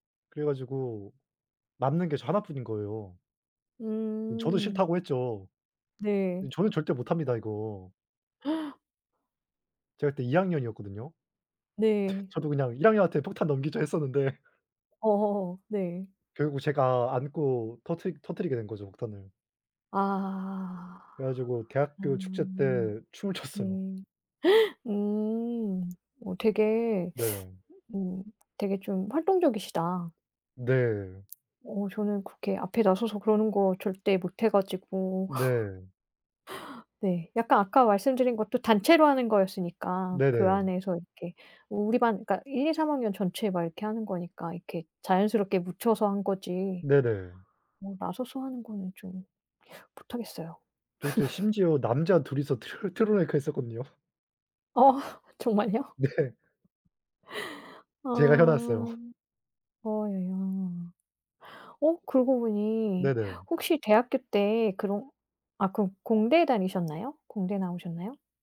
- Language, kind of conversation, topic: Korean, unstructured, 학교에서 가장 행복했던 기억은 무엇인가요?
- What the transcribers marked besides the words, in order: gasp; laugh; laughing while speaking: "했었는데"; other background noise; tapping; gasp; laughing while speaking: "췄어요"; teeth sucking; laugh; laugh; laughing while speaking: "했었거든요"; laughing while speaking: "정말요?"; laughing while speaking: "네"; laugh